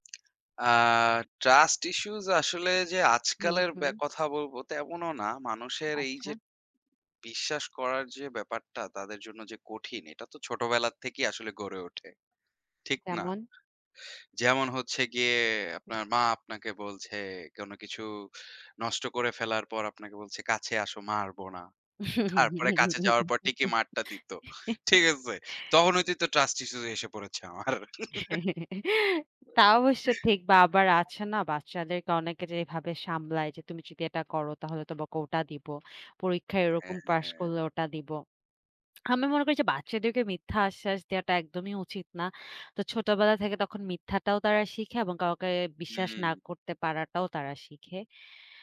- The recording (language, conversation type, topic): Bengali, unstructured, মানুষের মধ্যে বিশ্বাস গড়ে তোলা কেন এত কঠিন?
- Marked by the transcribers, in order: in English: "Trust Issues"; tapping; "যে" said as "যেট"; chuckle; laugh; "ঠিকই" said as "টিকি"; laughing while speaking: "ঠিক আছে?"; in English: "Trust Issues"; laugh; "বা আবার" said as "বাবার"; lip smack